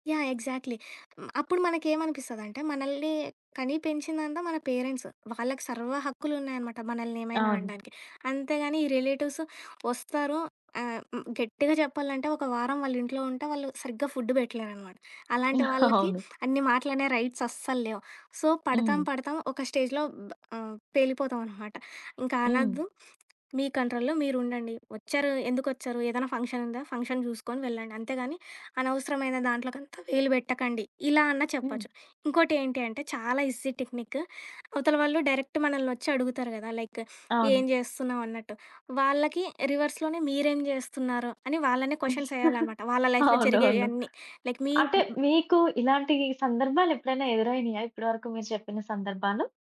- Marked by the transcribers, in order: in English: "ఎగ్జాక్ట్‌లీ"; in English: "పేరెంట్స్"; in English: "రిలేటివ్స్"; chuckle; other background noise; in English: "రైట్స్"; in English: "సో"; in English: "స్టేజ్‌లో"; in English: "కంట్రోల్‌లో"; in English: "ఫంక్షన్"; in English: "ఈజీ"; in English: "డైరెక్ట్"; laughing while speaking: "అవునవును"; in English: "లైఫ్‌లో"; in English: "లైక్"
- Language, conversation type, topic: Telugu, podcast, ఎవరితోనైనా సంబంధంలో ఆరోగ్యకరమైన పరిమితులు ఎలా నిర్ణయించి పాటిస్తారు?